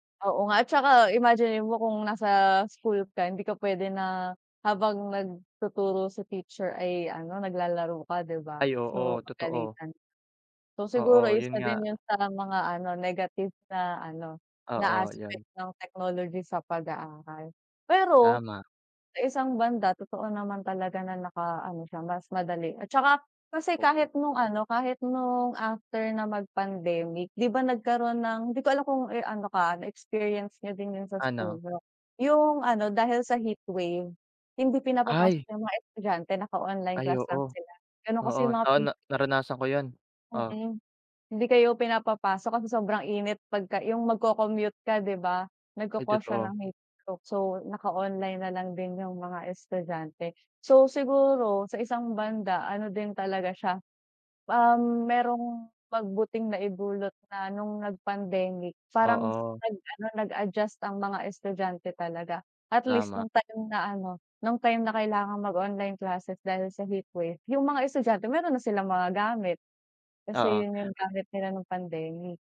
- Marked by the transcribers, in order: none
- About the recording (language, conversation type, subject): Filipino, unstructured, Paano binabago ng teknolohiya ang paraan ng pag-aaral?